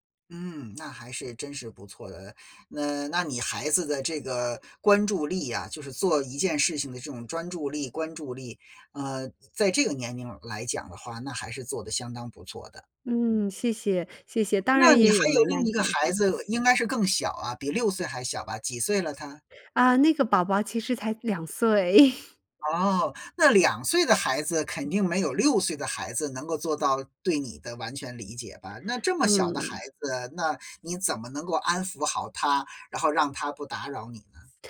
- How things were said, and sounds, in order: other background noise; chuckle
- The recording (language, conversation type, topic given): Chinese, podcast, 遇到孩子或家人打扰时，你通常会怎么处理？